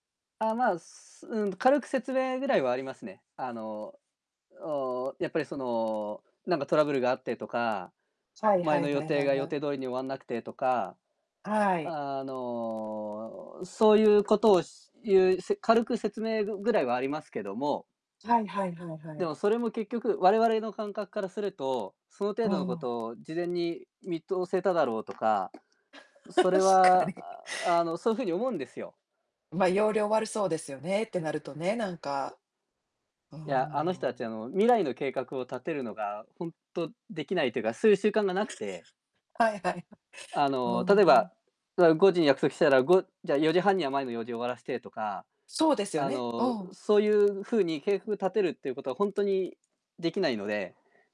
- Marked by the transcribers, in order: static; distorted speech; tapping; chuckle; other background noise; laugh
- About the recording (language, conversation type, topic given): Japanese, unstructured, 文化に触れて驚いたことは何ですか？